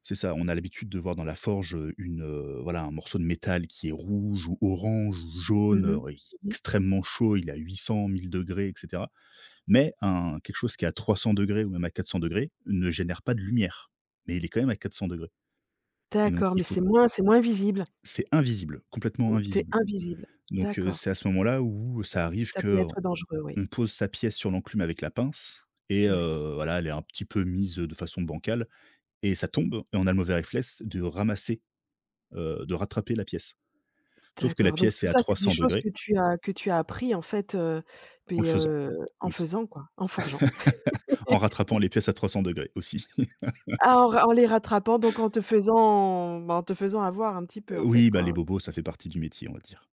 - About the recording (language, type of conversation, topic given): French, podcast, Quels conseils donnerais-tu à quelqu’un qui débute ?
- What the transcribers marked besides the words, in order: stressed: "extrêmement"; stressed: "invisible"; stressed: "invisible"; "réflexe" said as "réflesse"; laugh